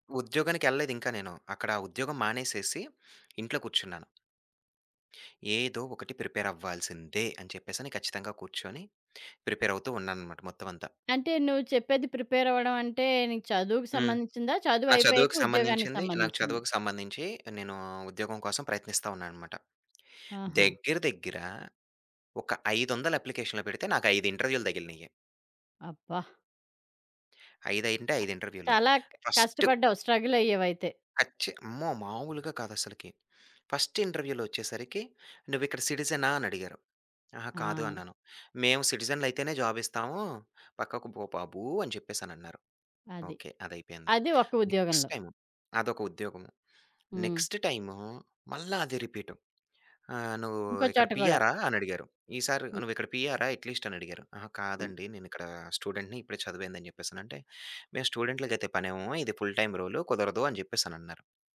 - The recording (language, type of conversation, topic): Telugu, podcast, ఉద్యోగ భద్రతా లేదా స్వేచ్ఛ — మీకు ఏది ఎక్కువ ముఖ్యమైంది?
- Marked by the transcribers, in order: tapping; other background noise; in English: "ఫస్ట్"; stressed: "ఫస్ట్"; in English: "ఫస్ట్ ఇంటర్‌వ్యూ‌లో"; in English: "నెక్స్ట్ టైమ్"; in English: "నెక్స్ట్"; in English: "అట్‌లీస్ట్"; in English: "స్టూడెంట్‌ని"; in English: "ఫుల్ టైమ్"